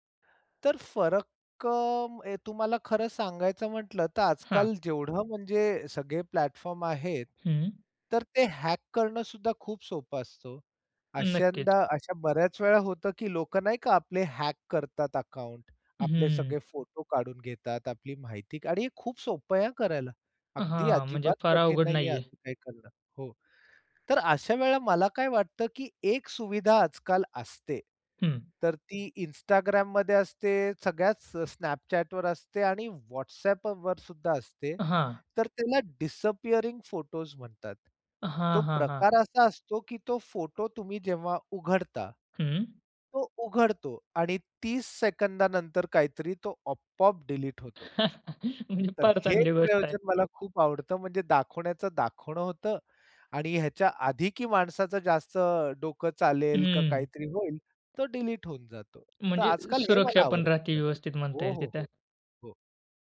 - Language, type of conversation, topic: Marathi, podcast, कुटुंबातील फोटो शेअर करताना तुम्ही कोणते धोरण पाळता?
- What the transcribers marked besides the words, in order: in English: "प्लॅटफॉर्म"; in English: "हॅक"; in English: "हॅक"; in English: "डिसअपियरिंग"; laugh; laughing while speaking: "म्हणजे फार चांगली गोष्ट आहे"; other background noise